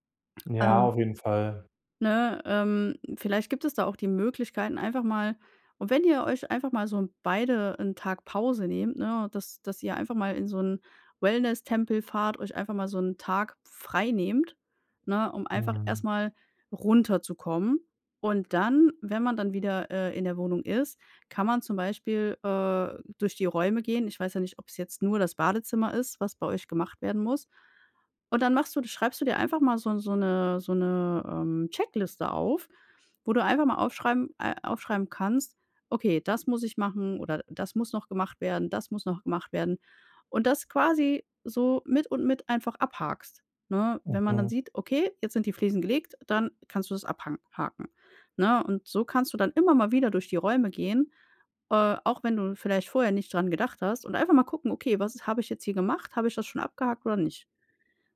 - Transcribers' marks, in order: other background noise
- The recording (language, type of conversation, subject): German, advice, Wie kann ich meine Fortschritte verfolgen, ohne mich überfordert zu fühlen?